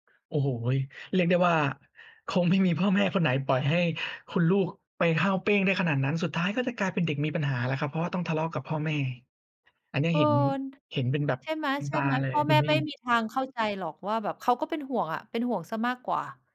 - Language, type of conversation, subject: Thai, unstructured, คุณคิดว่าการยอมรับความตายช่วยให้เราใช้ชีวิตได้ดีขึ้นไหม?
- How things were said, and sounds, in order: none